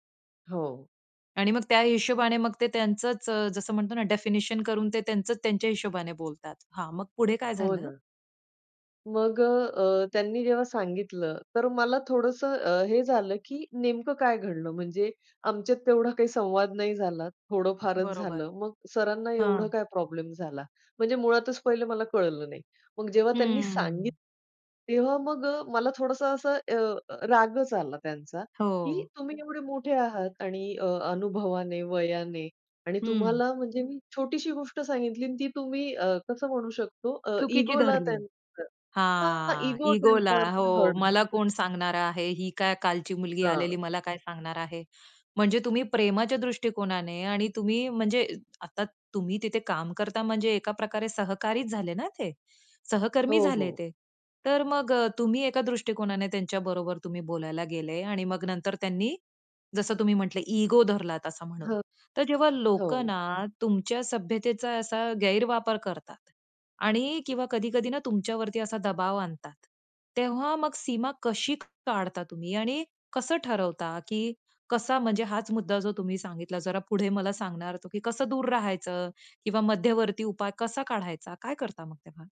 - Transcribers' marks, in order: tapping; in English: "डेफिनेशन"; other background noise; in English: "इगोला"; in English: "इगोला"; in English: "इगो"; in English: "इगो"
- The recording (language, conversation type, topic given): Marathi, podcast, ठामपणा आणि सभ्यतेतला समतोल तुम्ही कसा साधता?
- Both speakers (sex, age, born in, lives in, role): female, 35-39, India, United States, host; female, 40-44, India, India, guest